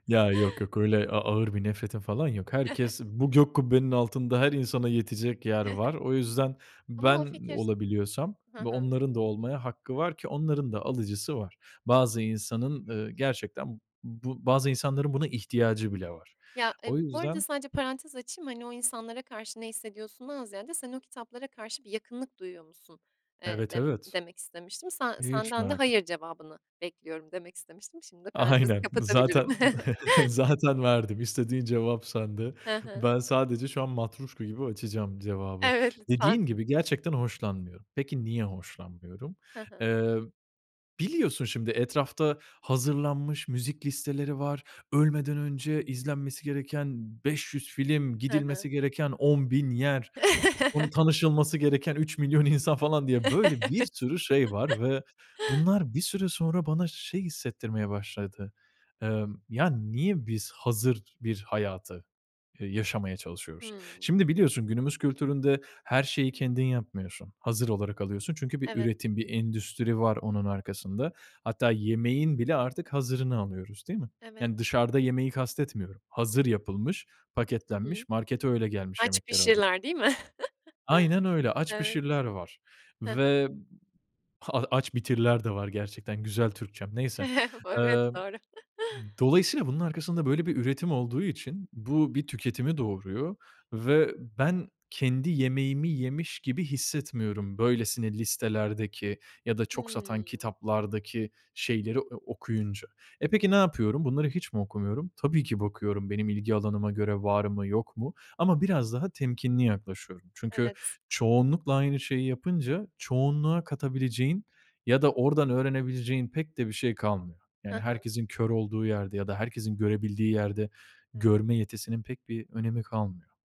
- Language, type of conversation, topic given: Turkish, podcast, İş hayatındaki rolünle evdeki hâlin birbiriyle çelişiyor mu; çelişiyorsa hangi durumlarda ve nasıl?
- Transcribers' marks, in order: chuckle; chuckle; unintelligible speech; laughing while speaking: "Aynen zaten, zaten verdim"; chuckle; chuckle; laughing while speaking: "Evet"; other background noise; chuckle; laughing while speaking: "Evet"; chuckle; chuckle; chuckle; unintelligible speech